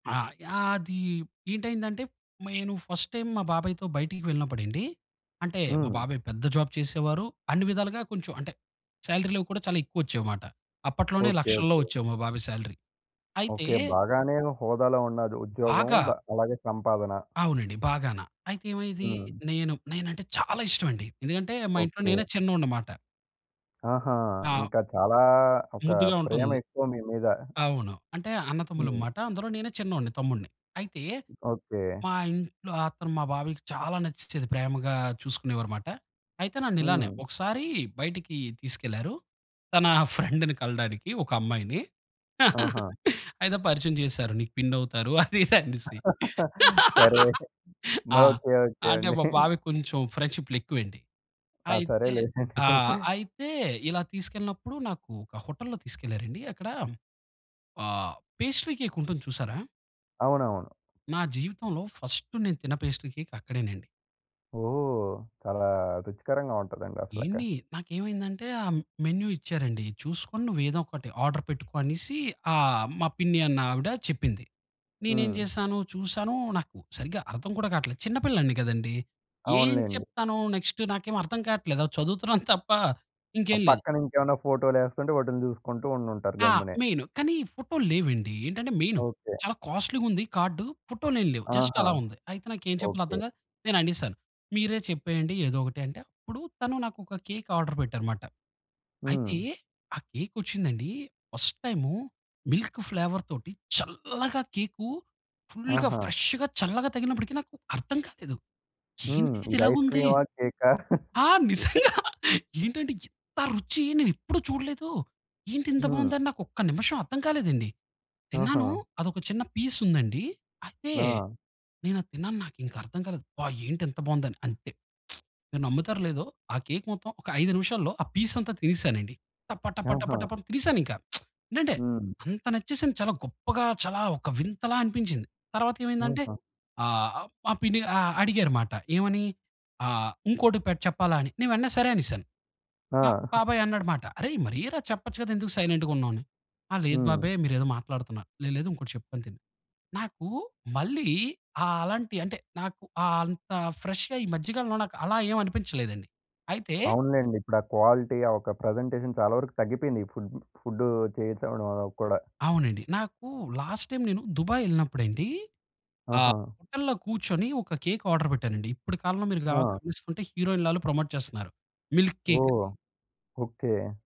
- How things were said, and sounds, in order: "నేను" said as "మేను"; in English: "ఫస్ట్ టైమ్"; in English: "జాబ్"; in English: "సాలరీ"; other background noise; stressed: "చాల"; chuckle; stressed: "చాలా"; giggle; laugh; laugh; laughing while speaking: "సరే"; laughing while speaking: "అది ఇదనేసి"; laugh; chuckle; chuckle; in English: "హోటల్‌లో"; in English: "పేస్ట్రీ"; in English: "పేస్ట్రీ కేక్"; in English: "మెన్యూ"; in English: "ఆర్డర్"; chuckle; in English: "కాస్ట్లీగుంది"; in English: "జస్ట్"; in English: "కేక్ ఆర్డర్"; in English: "ఫస్ట్"; in English: "మిల్క్ ఫ్లేవర్‌తోటి"; stressed: "చల్లగ"; laughing while speaking: "నిజంగా"; chuckle; stressed: "ఇంత"; lip smack; lip smack; giggle; in English: "ఫ్రెష్‌గా"; in English: "క్వాలిటీ"; in English: "ప్రజెంటేషన్"; in English: "లాస్ట్ టైమ్"; in English: "హోటల్‌లో"; in English: "కేక్ ఆర్డర్"; in English: "ప్రమోట్"; in English: "మిల్క్‌కేక్"
- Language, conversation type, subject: Telugu, podcast, చిన్నప్పుడూ తినేవంటల గురించి మీకు ఏ జ్ఞాపకాలు ఉన్నాయి?